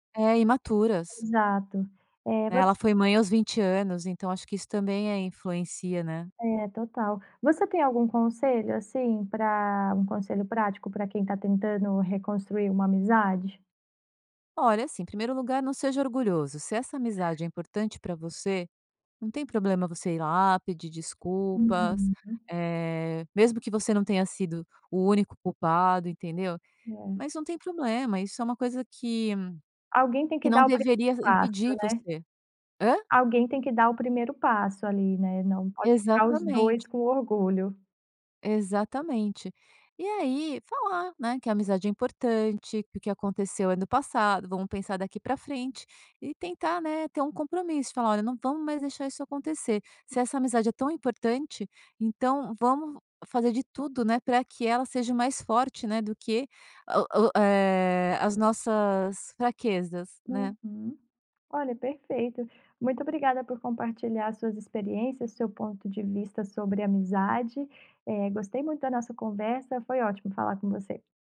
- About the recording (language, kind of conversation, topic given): Portuguese, podcast, Como podemos reconstruir amizades que esfriaram com o tempo?
- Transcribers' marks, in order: tapping